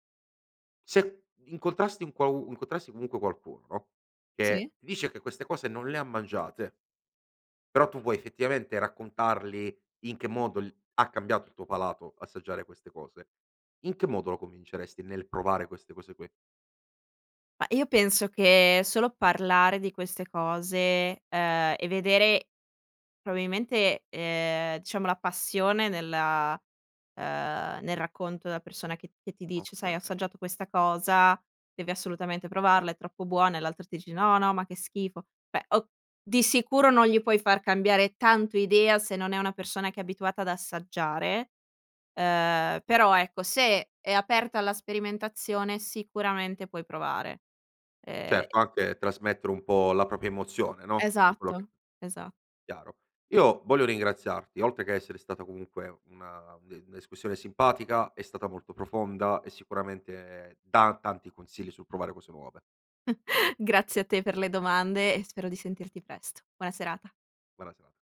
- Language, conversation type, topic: Italian, podcast, Qual è un piatto che ti ha fatto cambiare gusti?
- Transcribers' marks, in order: "probabilmente" said as "proabilmente"; "propria" said as "propia"; "discussione" said as "descussione"; chuckle